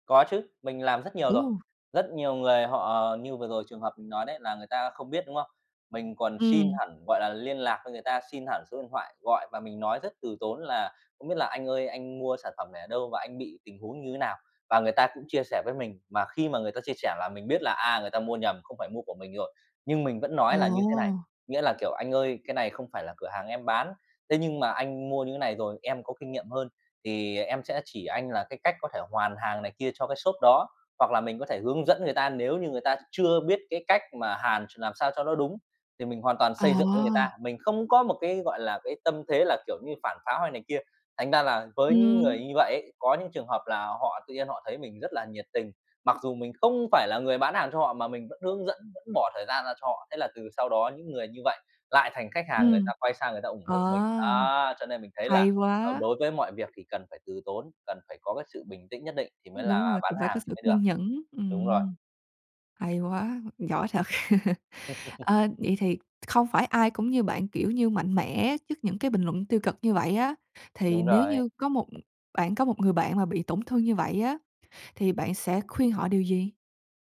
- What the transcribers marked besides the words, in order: tapping; other background noise; laugh; other noise
- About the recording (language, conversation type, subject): Vietnamese, podcast, Hãy kể một lần bạn đã xử lý bình luận tiêu cực trên mạng như thế nào?